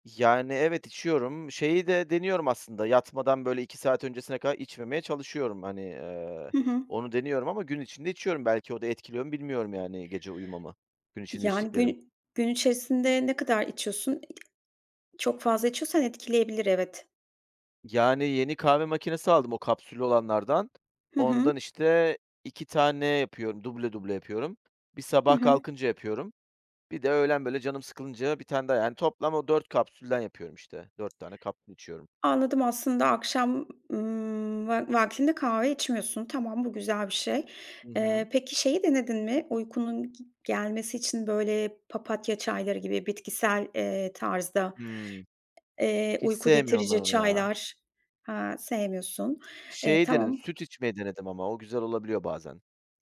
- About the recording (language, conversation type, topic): Turkish, advice, Kısa gündüz uykuları gece uykumu neden bozuyor?
- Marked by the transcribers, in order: other background noise; tapping